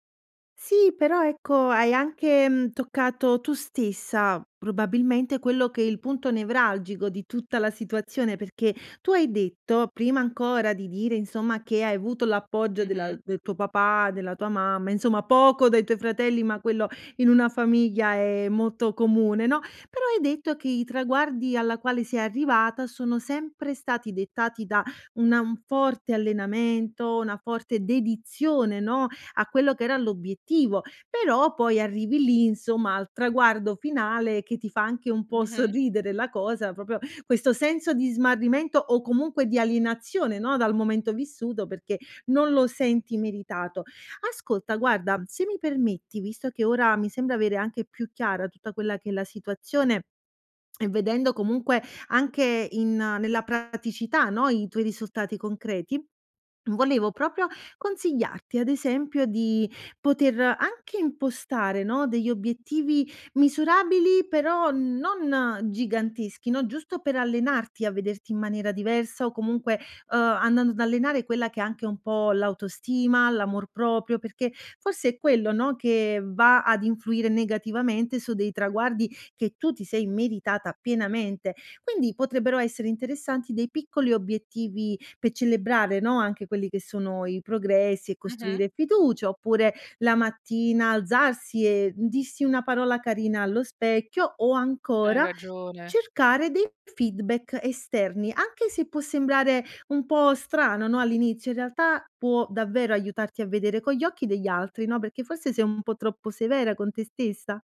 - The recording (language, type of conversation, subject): Italian, advice, Come posso gestire la sindrome dell’impostore nonostante piccoli successi iniziali?
- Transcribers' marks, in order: "proprio" said as "propio"; "proprio" said as "propio"; "proprio" said as "propio"